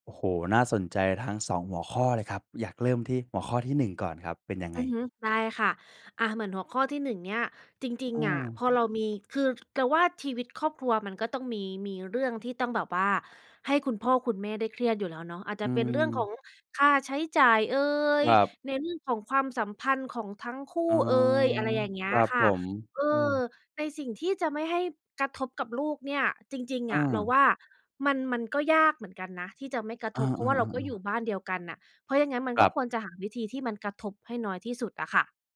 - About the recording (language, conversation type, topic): Thai, podcast, จะจัดการความเครียดของพ่อแม่อย่างไรไม่ให้ส่งผลกระทบต่อลูก?
- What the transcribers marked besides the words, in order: tapping; other background noise